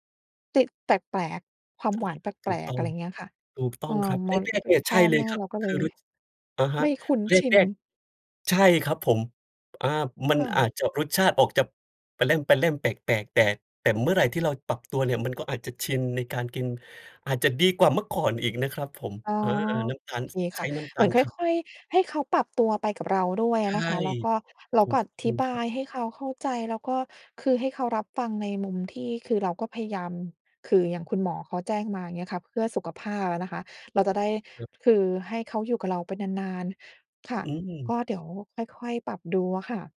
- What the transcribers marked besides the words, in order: none
- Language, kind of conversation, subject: Thai, advice, คุณจะอธิบายให้ครอบครัวเข้าใจเมนูเพื่อสุขภาพที่คุณทำกินเองได้อย่างไร?